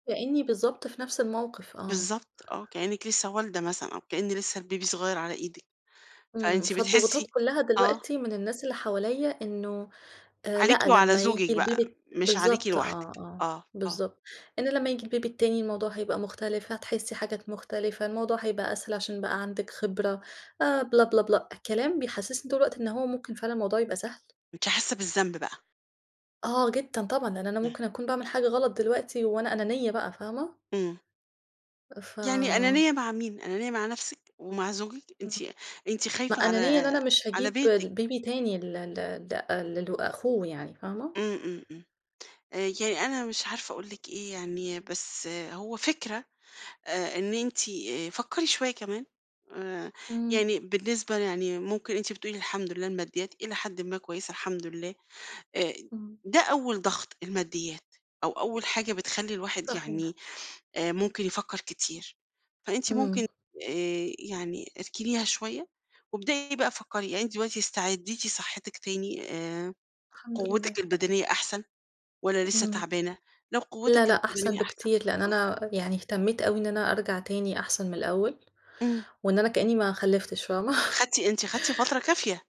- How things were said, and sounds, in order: tapping; in English: "الBaby"; in English: "الBaby"; in English: "الBaby"; in English: "Baby"; laughing while speaking: "فاهمة؟"
- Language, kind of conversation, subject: Arabic, advice, إزاي أتعامل مع إحساسي بالذنب إني مش بخلف رغم الضغوط؟